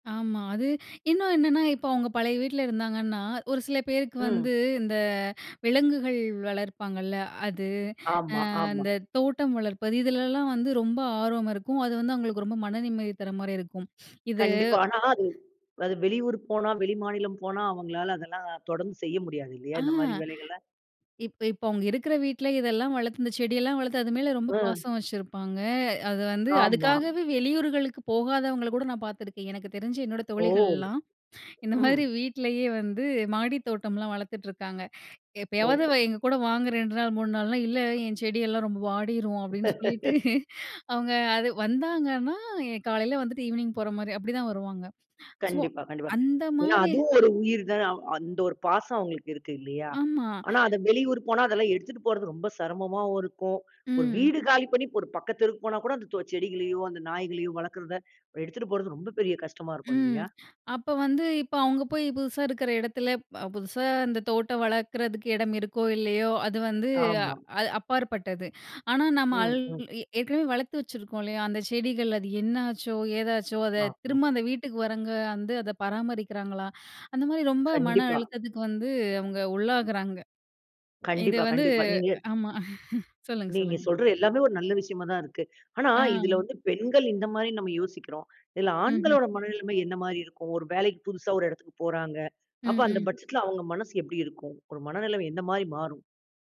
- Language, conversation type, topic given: Tamil, podcast, நீங்கள் வேலை இடத்தை மாற்ற வேண்டிய சூழல் வந்தால், உங்கள் மனநிலையை எப்படிப் பராமரிக்கிறீர்கள்?
- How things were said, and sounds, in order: sniff; tapping; other background noise; chuckle; laughing while speaking: "இல்ல என் செடி எல்லாம் ரொம்ப வாடிரும் அப்பிடின்னு சொல்லிட்டு அவுங்க"; laugh; chuckle